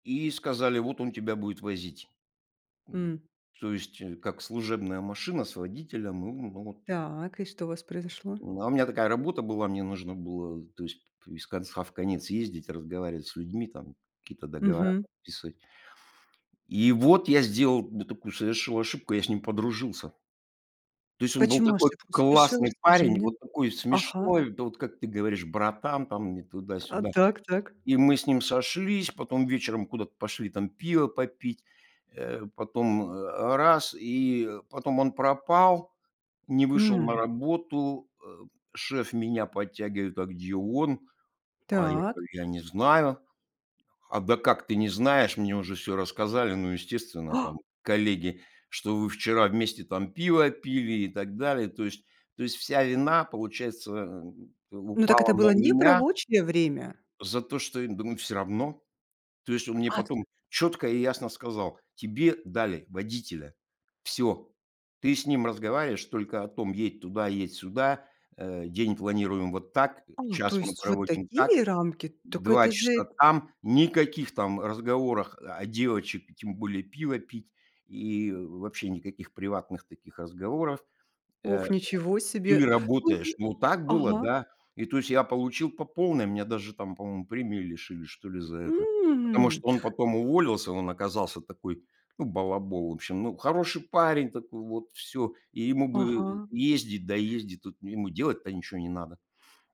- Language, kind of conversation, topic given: Russian, podcast, Как слушать человека так, чтобы он начинал раскрываться?
- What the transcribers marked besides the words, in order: other background noise; tapping; gasp; drawn out: "М"